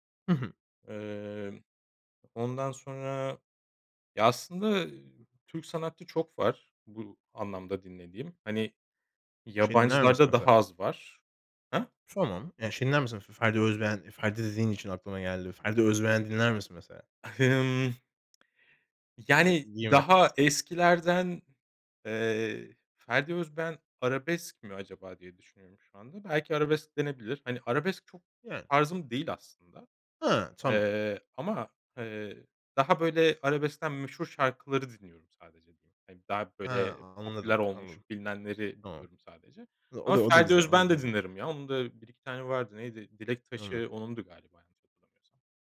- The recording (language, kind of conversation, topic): Turkish, podcast, Müzik dinlerken ruh halin nasıl değişir?
- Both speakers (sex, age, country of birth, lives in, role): male, 25-29, Turkey, Spain, host; male, 35-39, Turkey, Germany, guest
- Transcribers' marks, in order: unintelligible speech